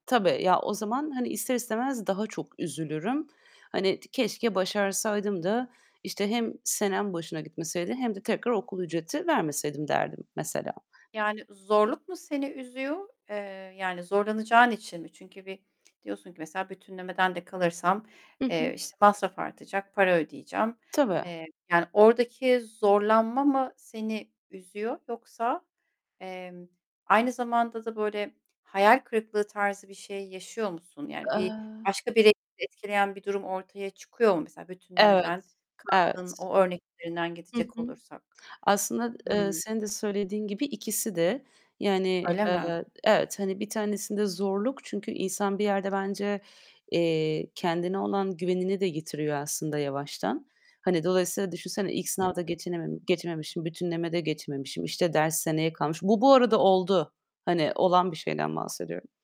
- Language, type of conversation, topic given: Turkish, podcast, Başarısızlıkla karşılaştığında kendini nasıl toparlarsın?
- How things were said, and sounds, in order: other background noise; distorted speech; static; tapping; unintelligible speech